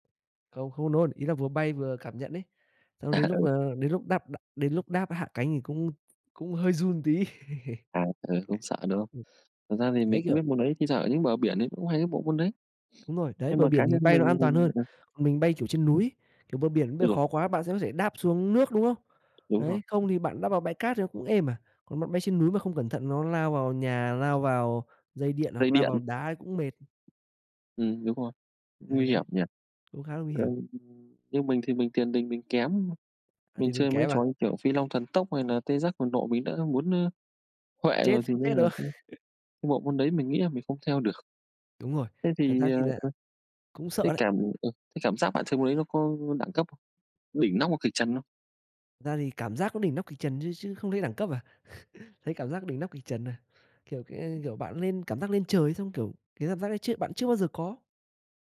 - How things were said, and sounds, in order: tapping; laughing while speaking: "À"; chuckle; sniff; other background noise; laughing while speaking: "được"; other noise; chuckle
- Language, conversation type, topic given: Vietnamese, unstructured, Bạn đã từng có trải nghiệm đáng nhớ nào khi chơi thể thao không?